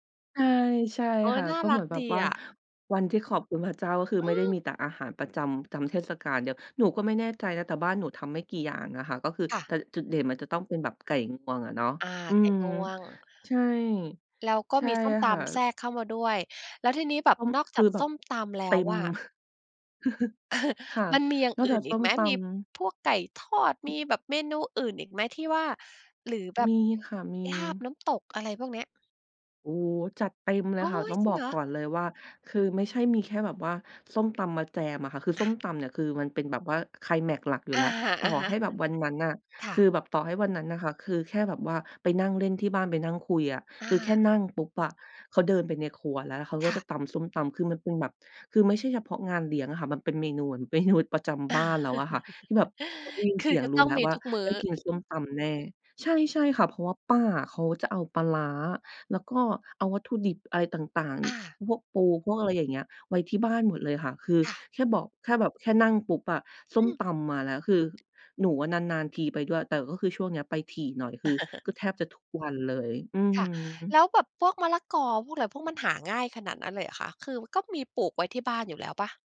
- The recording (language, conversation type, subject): Thai, podcast, เมนูไหนที่มักฮิตในงานเลี้ยงที่บ้านเราบ่อยที่สุด?
- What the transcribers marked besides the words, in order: chuckle; other background noise; chuckle; laughing while speaking: "เมนู"